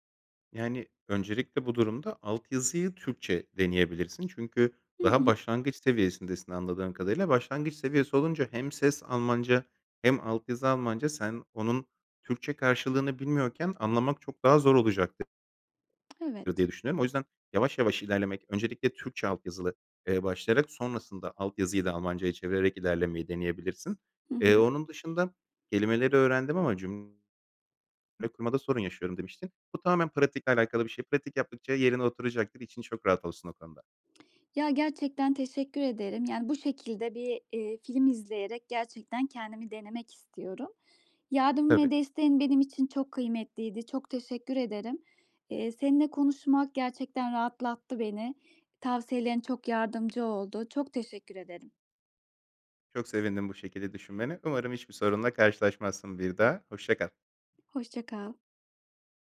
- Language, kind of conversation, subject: Turkish, advice, Yeni işe başlarken yeni rutinlere nasıl uyum sağlayabilirim?
- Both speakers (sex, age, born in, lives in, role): female, 35-39, Turkey, Austria, user; male, 30-34, Turkey, Greece, advisor
- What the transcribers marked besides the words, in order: other background noise; lip smack; tapping